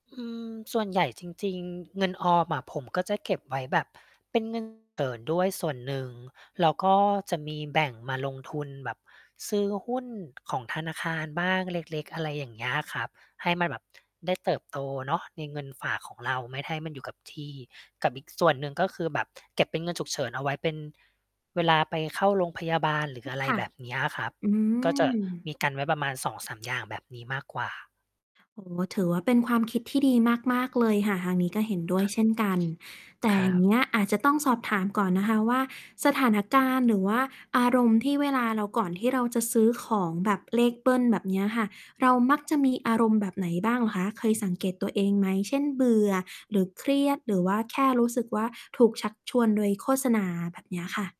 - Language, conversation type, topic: Thai, advice, คุณควรรับมือกับการซื้อของตามอารมณ์บ่อย ๆ จนเงินออมไม่โตอย่างไร?
- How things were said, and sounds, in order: distorted speech; other noise